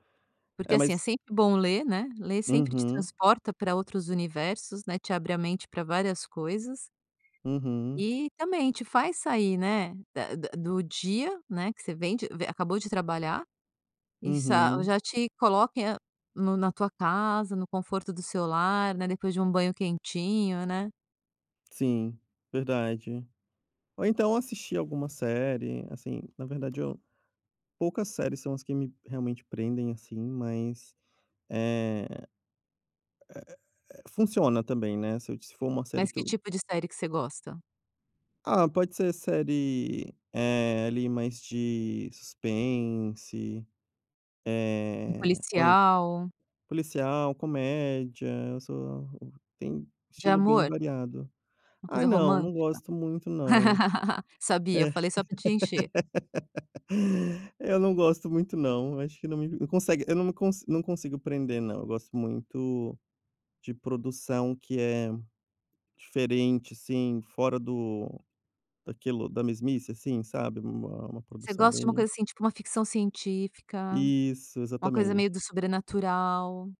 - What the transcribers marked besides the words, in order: other background noise; laugh
- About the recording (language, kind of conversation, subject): Portuguese, podcast, Como você se recupera depois de um dia muito estressante?